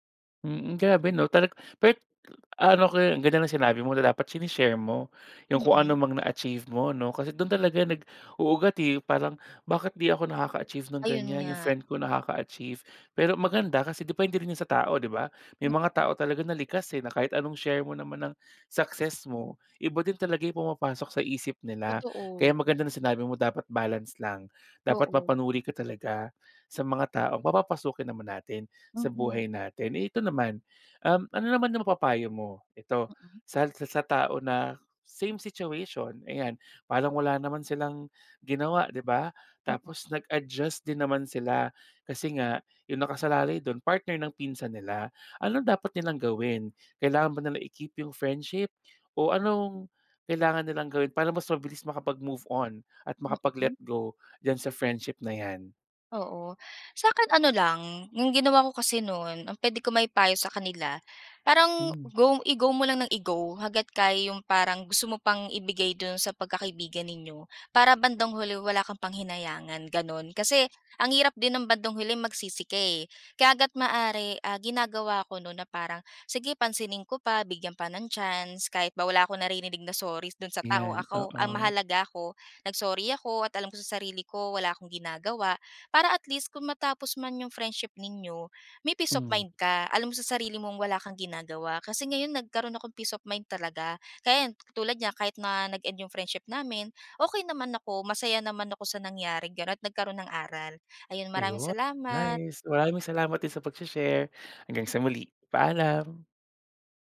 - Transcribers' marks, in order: unintelligible speech; in English: "naka-achieve"; in English: "nakaka-achieve"; in English: "success"; tapping; in English: "same situation"; in English: "nag-adjust"; in English: "makapag-let go"; other background noise; in English: "chance"; in English: "peace of mind"; in English: "peace of mind"
- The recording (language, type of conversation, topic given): Filipino, podcast, Paano mo hinaharap ang takot na mawalan ng kaibigan kapag tapat ka?